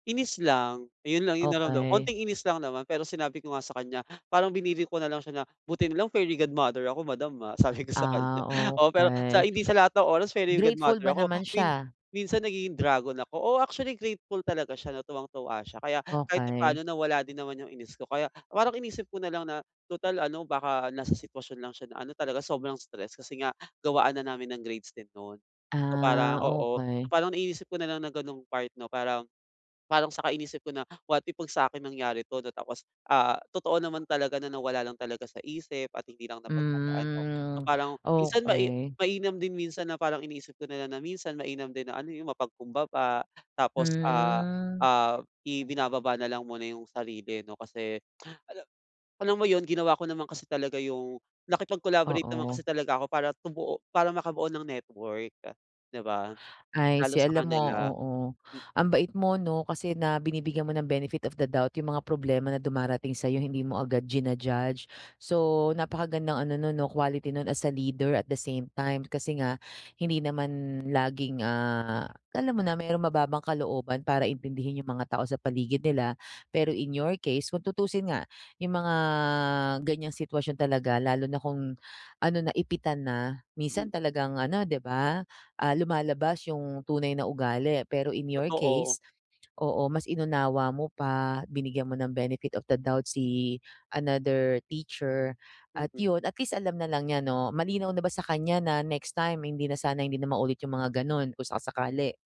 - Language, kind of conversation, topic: Filipino, advice, Paano namin mapapanatili ang motibasyon sa aming kolaborasyon?
- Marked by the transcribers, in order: other background noise; drawn out: "Hmm"; drawn out: "Hmm"; lip smack; in English: "benefit of the doubt"; in English: "benefit of the doubt"